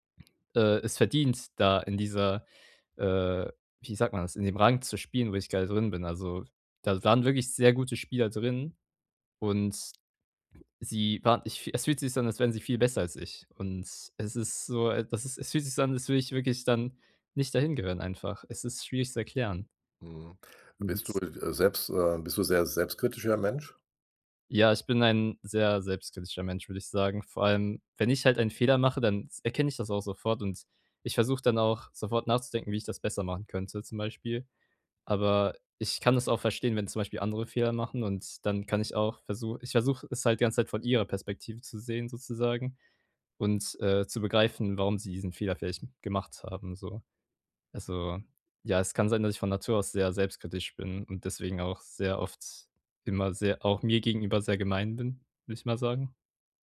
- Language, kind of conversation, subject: German, advice, Warum fällt es mir schwer, meine eigenen Erfolge anzuerkennen?
- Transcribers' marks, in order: unintelligible speech